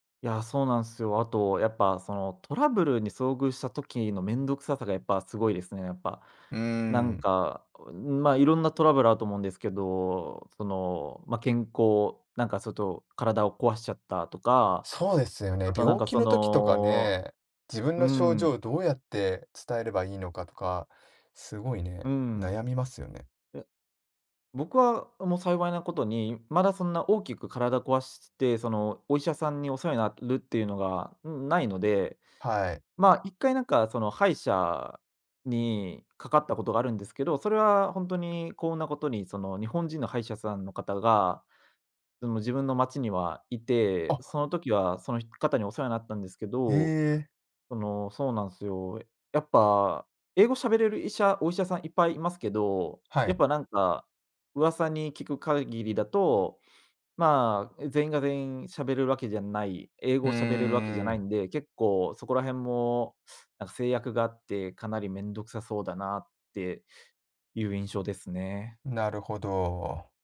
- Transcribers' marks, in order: none
- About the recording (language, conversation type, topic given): Japanese, advice, 言葉の壁が原因で日常生活に不安を感じることについて、どのような状況でどれくらい困っていますか？